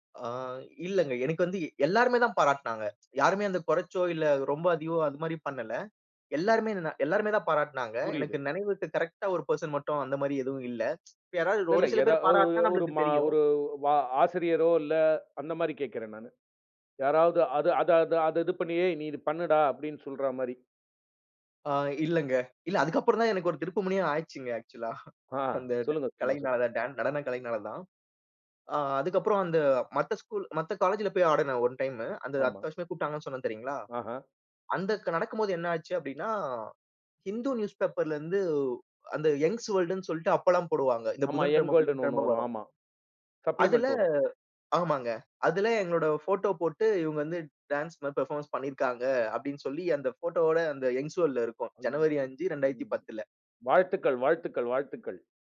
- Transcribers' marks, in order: "அதிகமோ" said as "அதிவோ"; in English: "பர்சன்"; tsk; in English: "ஆக்ஷூலா"; chuckle; in English: "ஒன் டைமு"; in English: "யங்ஸ் வேர்ல்டுன்னு"; in English: "யங் வேர்ல்டுனு"; in English: "சப்ளிமெண்ட்"; unintelligible speech; in English: "பெர்ஃபார்மன்ஸ்"; other noise
- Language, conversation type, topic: Tamil, podcast, உன் கலைப் பயணத்தில் ஒரு திருப்புத்தான் இருந்ததா? அது என்ன?